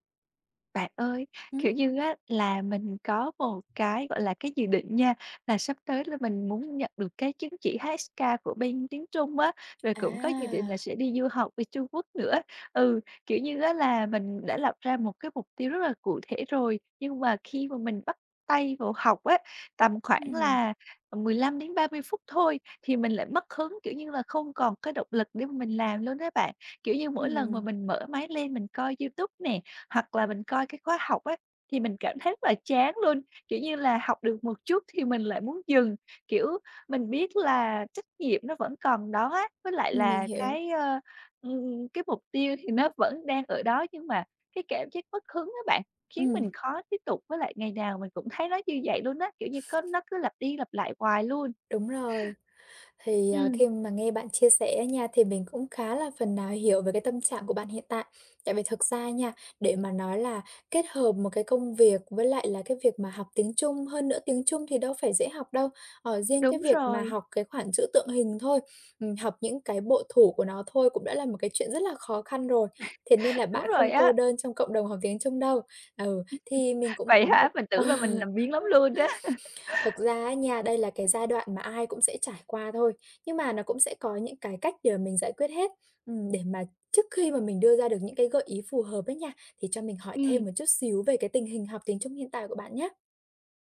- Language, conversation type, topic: Vietnamese, advice, Làm sao để kiên trì hoàn thành công việc dù đã mất hứng?
- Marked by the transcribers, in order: other background noise; tapping; chuckle; laugh; chuckle; laughing while speaking: "á!"; chuckle